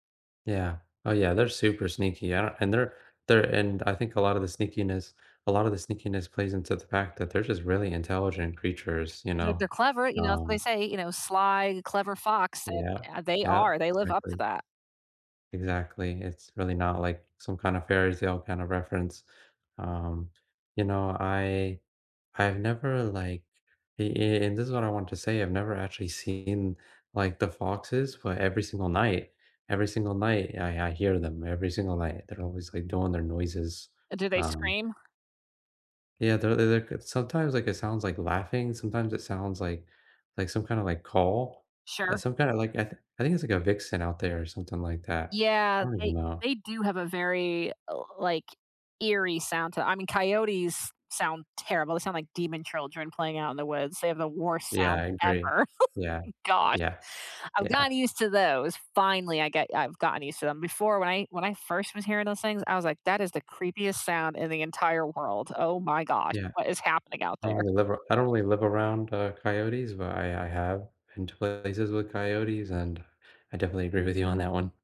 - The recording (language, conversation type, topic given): English, unstructured, What hobby have you picked up recently, and why has it stuck?
- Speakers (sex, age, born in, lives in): female, 35-39, United States, United States; male, 20-24, United States, United States
- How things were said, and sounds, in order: chuckle